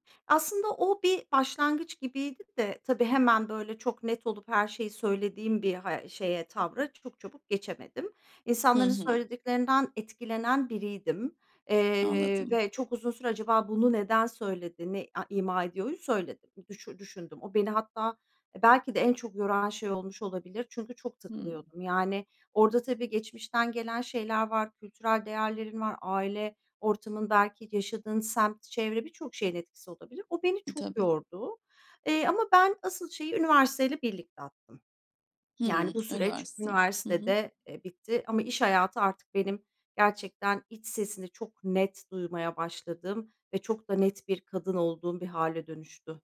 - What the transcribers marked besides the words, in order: other background noise
- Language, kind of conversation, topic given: Turkish, podcast, Kendi sesini bulma süreci nasıldı?